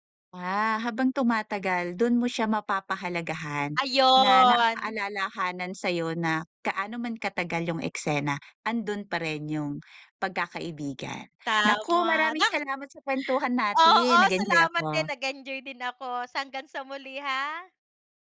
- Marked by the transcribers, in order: other background noise
- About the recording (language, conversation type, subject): Filipino, unstructured, Ano ang pakiramdam mo kapag tinitingnan mo ang mga lumang litrato?